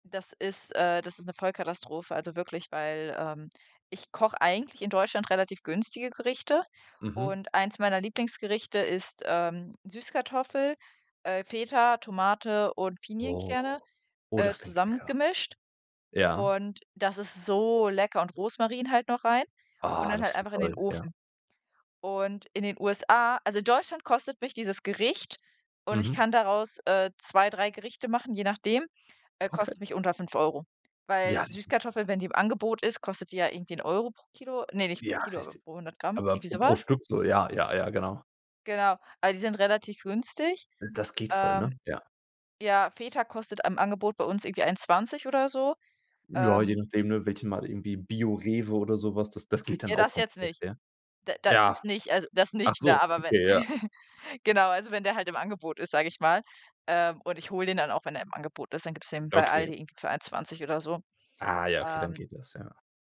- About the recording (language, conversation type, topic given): German, unstructured, Hast du eine Erinnerung, die mit einem bestimmten Essen verbunden ist?
- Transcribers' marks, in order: drawn out: "Oh"; stressed: "so"; chuckle; other background noise